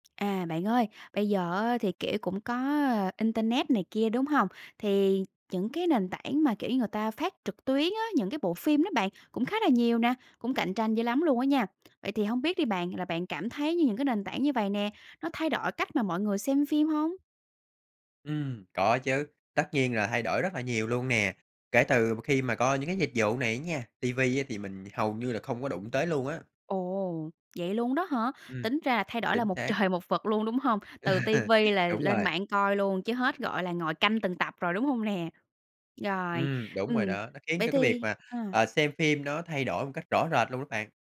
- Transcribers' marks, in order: tapping; laugh; other background noise
- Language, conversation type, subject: Vietnamese, podcast, Bạn nghĩ việc xem phim qua các nền tảng phát trực tuyến đã làm thay đổi cách chúng ta xem phim như thế nào?